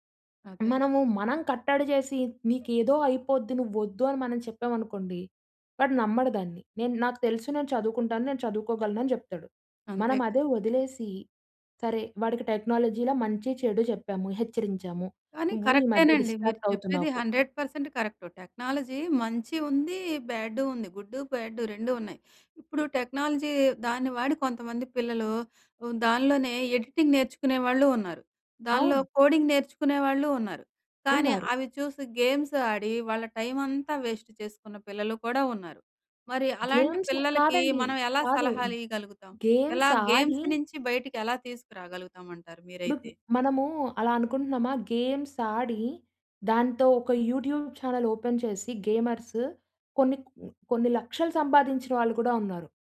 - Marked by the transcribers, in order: other background noise; in English: "టెక్నాలజీలో"; in English: "డిస్ట్రాక్ట్"; in English: "హండ్రెడ్ పర్సెంట్"; in English: "టెక్నాలజీ"; in English: "టెక్నాలజీ"; in English: "ఎడిటింగ్"; in English: "కోడింగ్"; in English: "గేమ్స్"; in English: "వేస్ట్"; in English: "గేమ్స్"; in English: "గేమ్స్"; in English: "గేమ్స్"; in English: "గేమ్స్"; in English: "యూట్యూబ్ ఛానెల్ ఓపెన్"; in English: "గేమర్స్"
- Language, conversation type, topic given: Telugu, podcast, టెక్నాలజీ విషయంలో తల్లిదండ్రుల భయం, పిల్లలపై నమ్మకం మధ్య సమతుల్యం ఎలా సాధించాలి?